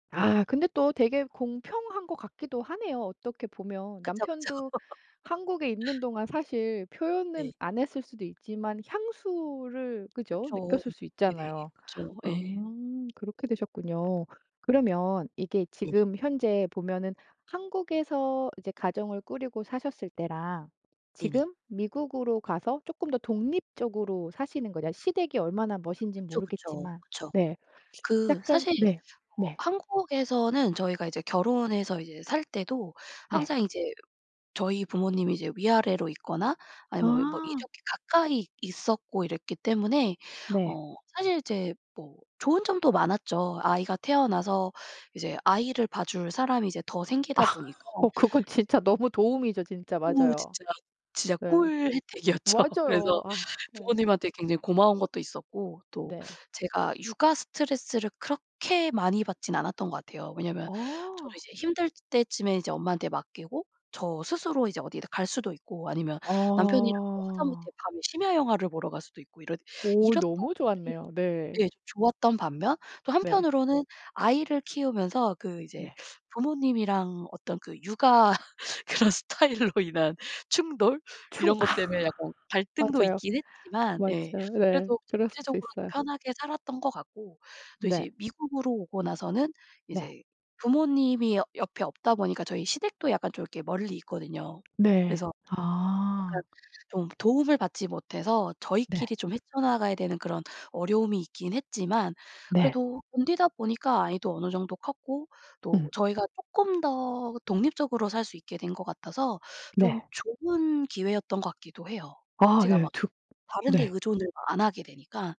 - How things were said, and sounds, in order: tapping; laugh; other background noise; laughing while speaking: "아 어 그건 진짜 너무"; laughing while speaking: "혜택이었죠"; laughing while speaking: "그런 스타일로 인한"
- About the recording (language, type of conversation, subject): Korean, podcast, 이민이 가족 관계에 어떤 영향을 미쳤나요?